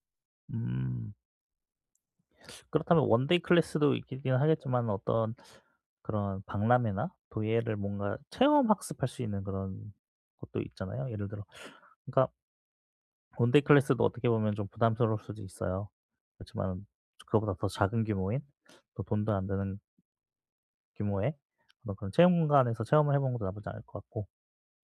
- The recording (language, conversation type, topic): Korean, advice, 새로운 취미를 시작하는 게 무서운데 어떻게 시작하면 좋을까요?
- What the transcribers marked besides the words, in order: in English: "원데이 클래스도"; "있긴" said as "있기긴"; in English: "원데이 클래스도"